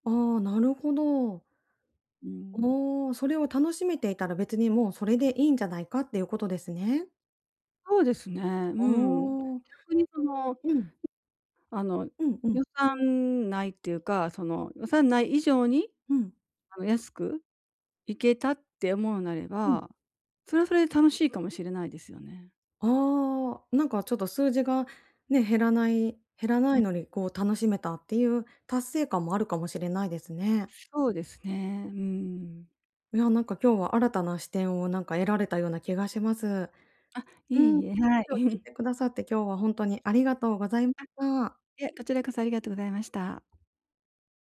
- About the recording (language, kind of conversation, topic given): Japanese, advice, 内面と行動のギャップをどうすれば埋められますか？
- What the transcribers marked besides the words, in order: tapping; chuckle